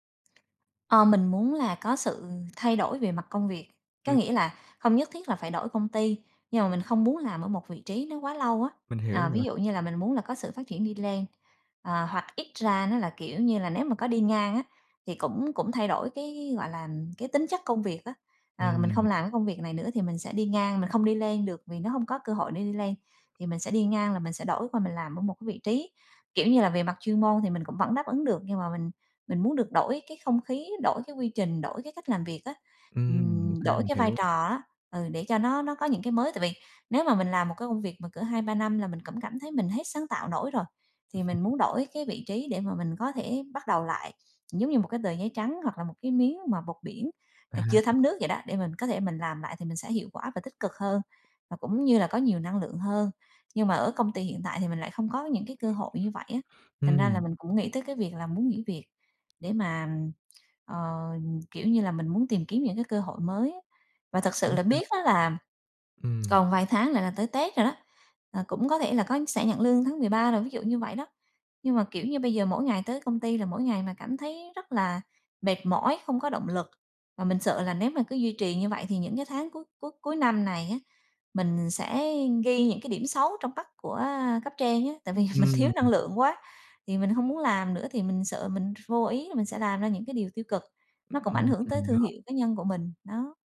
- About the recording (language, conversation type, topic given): Vietnamese, advice, Mình muốn nghỉ việc nhưng lo lắng về tài chính và tương lai, mình nên làm gì?
- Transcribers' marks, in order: tapping; other background noise; other noise; laugh; tsk; laughing while speaking: "mình thiếu"; unintelligible speech